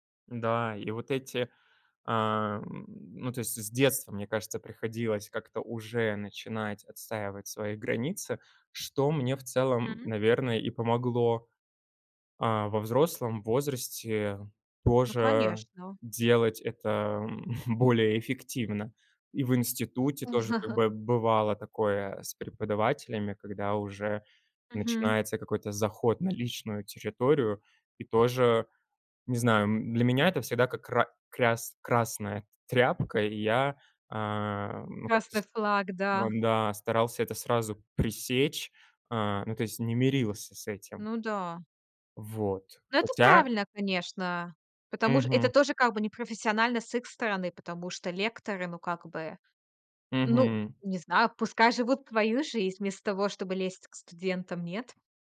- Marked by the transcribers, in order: chuckle; laugh
- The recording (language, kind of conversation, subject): Russian, podcast, Как вы реагируете, когда кто-то нарушает ваши личные границы?